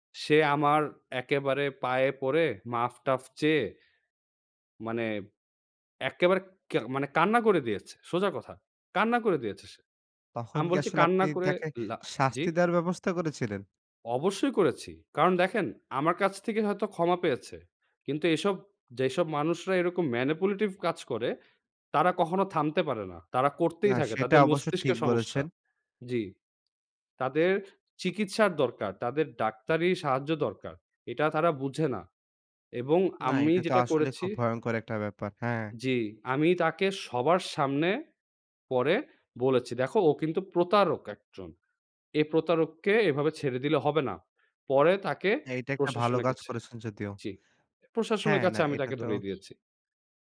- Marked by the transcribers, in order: in English: "manipulative"; horn
- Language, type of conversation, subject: Bengali, podcast, আপনি কী লক্ষণ দেখে প্রভাবিত করার উদ্দেশ্যে বানানো গল্প চেনেন এবং সেগুলোকে বাস্তব তথ্য থেকে কীভাবে আলাদা করেন?